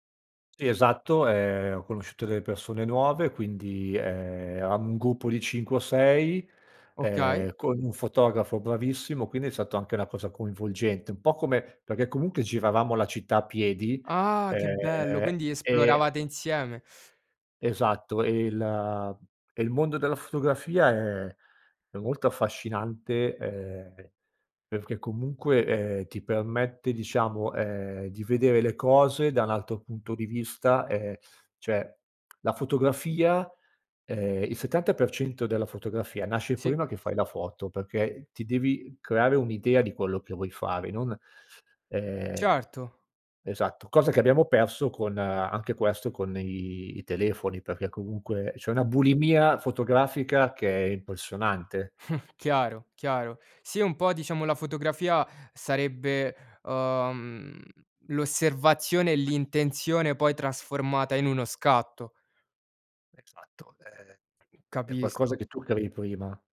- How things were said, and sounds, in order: "eravamo" said as "eramo"; "cioè" said as "ceh"; tapping; chuckle; background speech; other background noise
- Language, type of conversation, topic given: Italian, podcast, Come si supera la solitudine in città, secondo te?